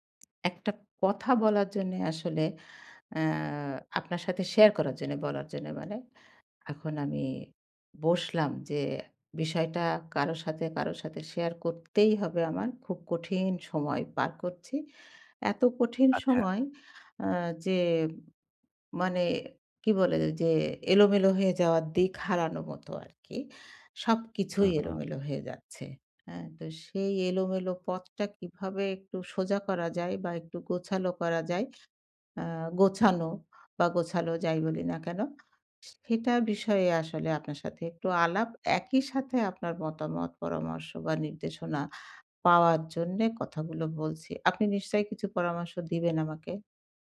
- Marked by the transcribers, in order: lip smack
- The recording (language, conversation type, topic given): Bengali, advice, বাড়িতে কীভাবে শান্তভাবে আরাম করে বিশ্রাম নিতে পারি?